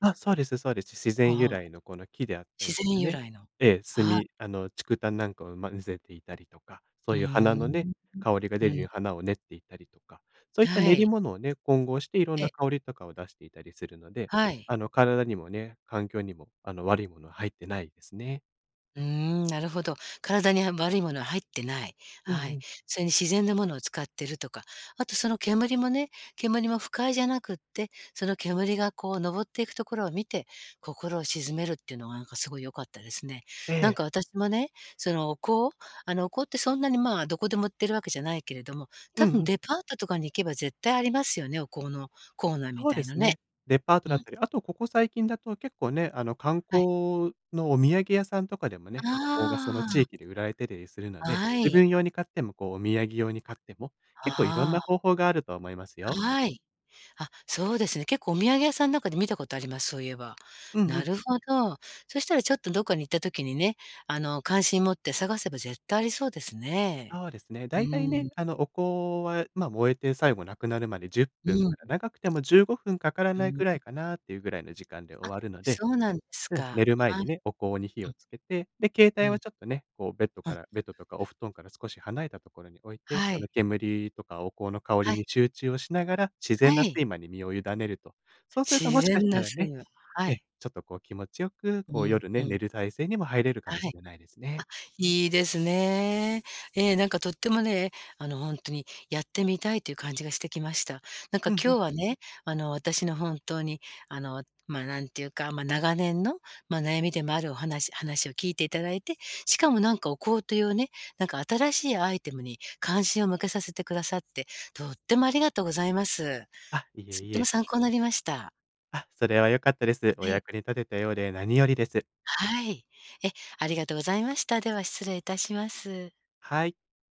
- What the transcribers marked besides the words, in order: lip smack; "たり" said as "えり"; other noise; stressed: "とっても"
- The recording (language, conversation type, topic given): Japanese, advice, 夜にスマホを見てしまって寝付けない習慣をどうすれば変えられますか？